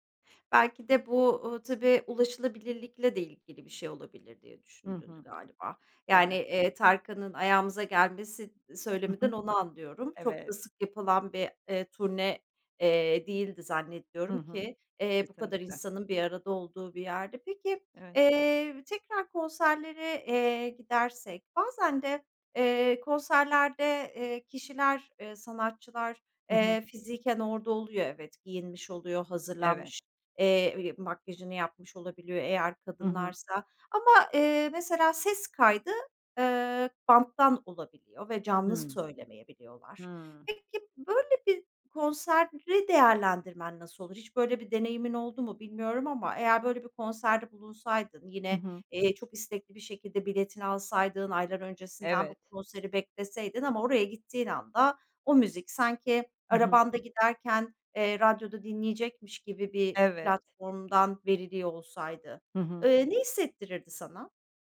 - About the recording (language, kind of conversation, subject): Turkish, podcast, Canlı konserler senin için ne ifade eder?
- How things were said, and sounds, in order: other noise; other background noise